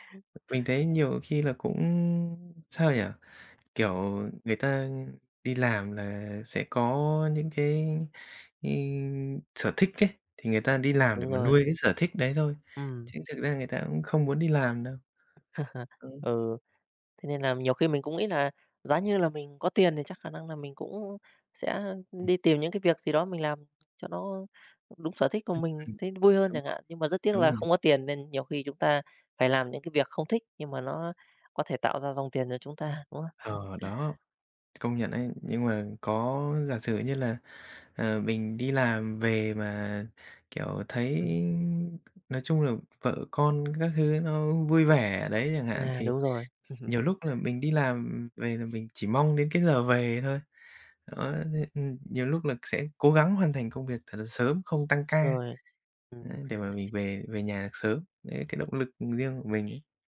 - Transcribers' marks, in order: tapping; chuckle; other background noise; chuckle; chuckle
- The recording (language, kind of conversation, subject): Vietnamese, unstructured, Bạn làm gì để luôn giữ được nhiệt huyết trong công việc và cuộc sống?